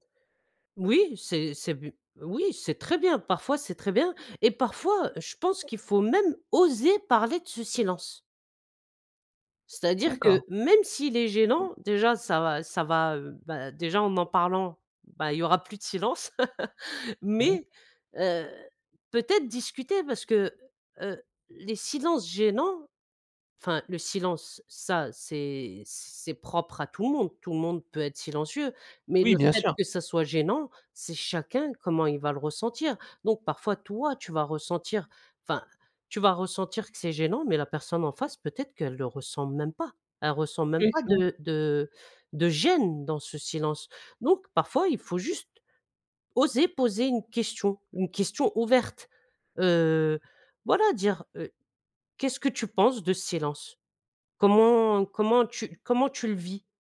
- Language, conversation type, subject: French, podcast, Comment gères-tu les silences gênants en conversation ?
- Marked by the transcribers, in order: other background noise; laugh; stressed: "toi"